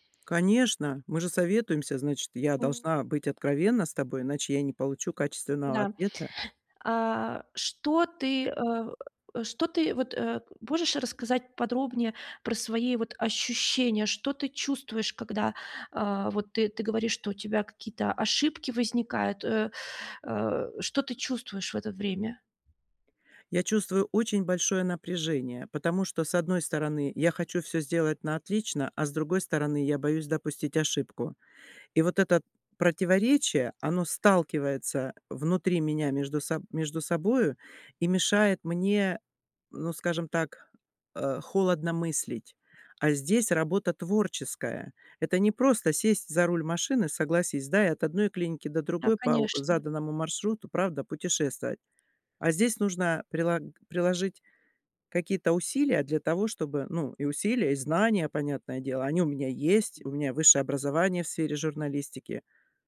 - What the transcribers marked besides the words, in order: other background noise; tapping; background speech
- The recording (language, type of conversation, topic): Russian, advice, Как мне лучше адаптироваться к быстрым изменениям вокруг меня?